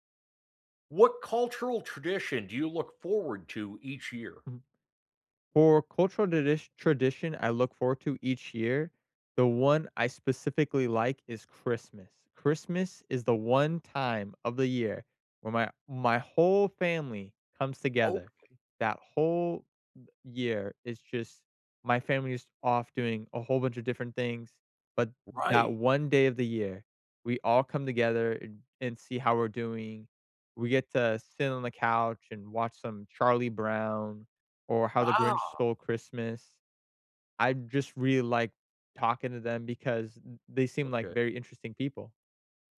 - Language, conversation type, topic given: English, unstructured, What cultural tradition do you look forward to each year?
- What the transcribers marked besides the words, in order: stressed: "whole"; stressed: "whole"; other noise